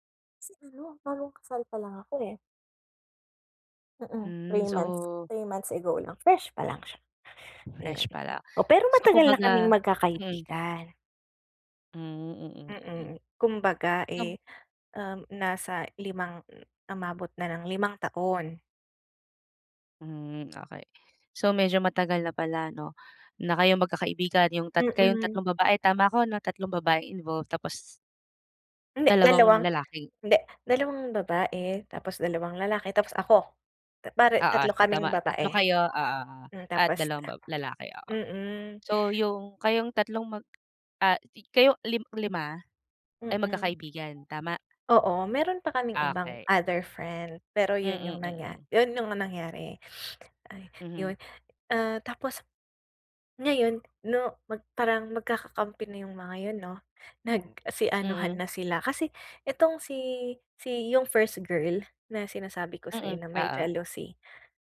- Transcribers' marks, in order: unintelligible speech; sad: "yun yung nangyari. Ay, yun"; sniff; in English: "jealousy"
- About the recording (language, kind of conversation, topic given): Filipino, advice, Paano ko pipiliin ang tamang gagawin kapag nahaharap ako sa isang mahirap na pasiya?